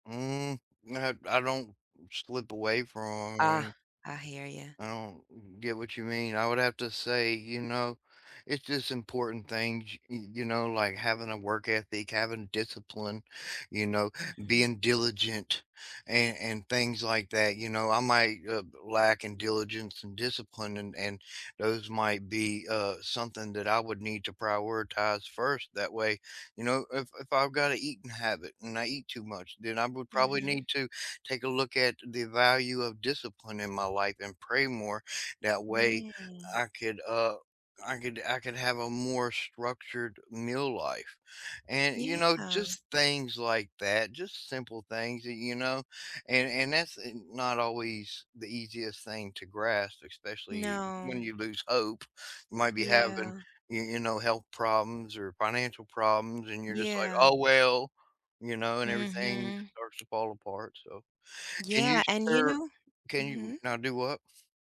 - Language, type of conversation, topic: English, unstructured, When life gets hectic, which core value guides your choices and keeps you grounded?
- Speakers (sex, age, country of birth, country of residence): female, 50-54, United States, United States; male, 40-44, United States, United States
- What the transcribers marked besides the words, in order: unintelligible speech; other background noise; drawn out: "Mm"